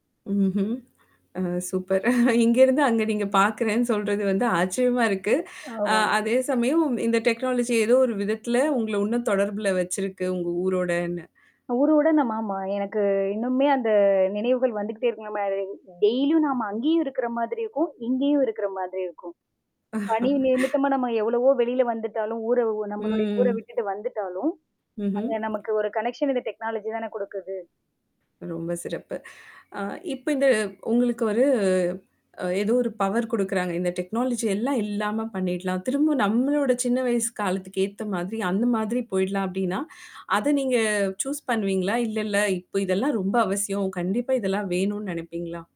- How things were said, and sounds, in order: static; laughing while speaking: "அ சூப்பர் இங்கருந்து அங்க நீங்க பார்க்கறேன்னு சொல்றது வந்து ஆச்சரியமா இருக்கு"; other noise; in English: "டெக்னாலஜி"; in English: "டெய்லியும்"; chuckle; drawn out: "ம்"; in English: "கனெக்ஷன்"; tapping; in English: "டெக்னாலஜி"; other background noise; drawn out: "ஒரு"; in English: "பவர்"; in English: "டெக்னாலஜி"; in English: "சூஸ்"
- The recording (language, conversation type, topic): Tamil, podcast, வீட்டில் தொழில்நுட்பப் பயன்பாடு குடும்ப உறவுகளை எப்படி மாற்றியிருக்கிறது என்று நீங்கள் நினைக்கிறீர்களா?